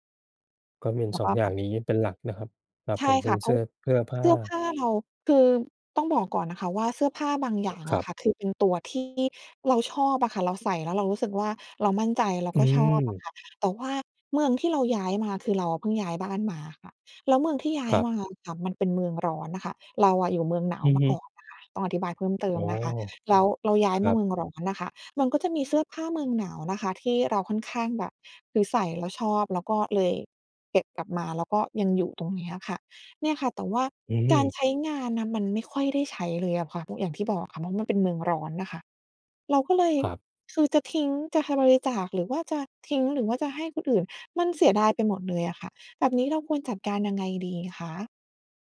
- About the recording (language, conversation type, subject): Thai, advice, อยากจัดบ้านให้ของน้อยลงแต่กลัวเสียดายเวลาต้องทิ้งของ ควรทำอย่างไร?
- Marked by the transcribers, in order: other background noise; tapping; other noise